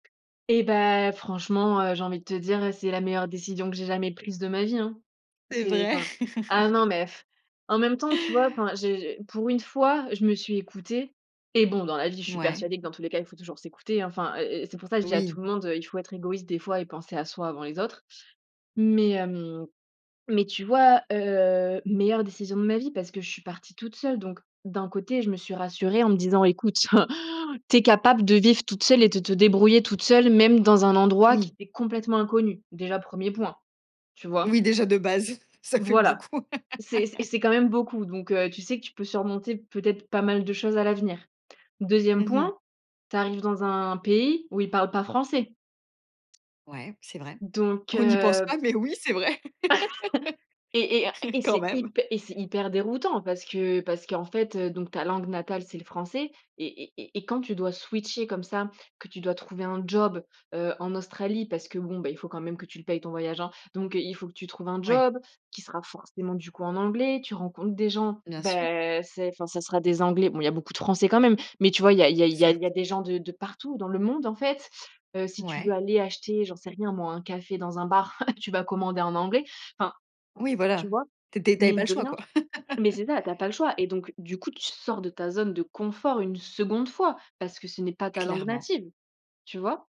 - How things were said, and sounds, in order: tapping; sigh; laugh; chuckle; laughing while speaking: "ça fait beaucoup !"; laugh; chuckle; laugh; in English: "switcher"; chuckle; laugh
- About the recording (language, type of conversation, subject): French, podcast, Quand as-tu pris un risque qui a fini par payer ?